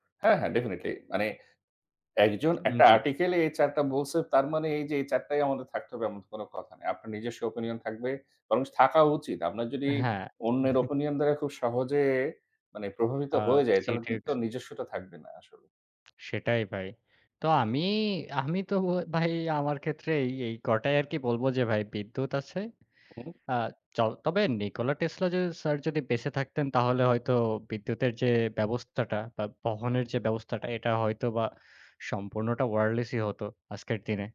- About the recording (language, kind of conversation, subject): Bengali, unstructured, তোমার মতে, মানব ইতিহাসের সবচেয়ে বড় আবিষ্কার কোনটি?
- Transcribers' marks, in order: tapping; chuckle; other background noise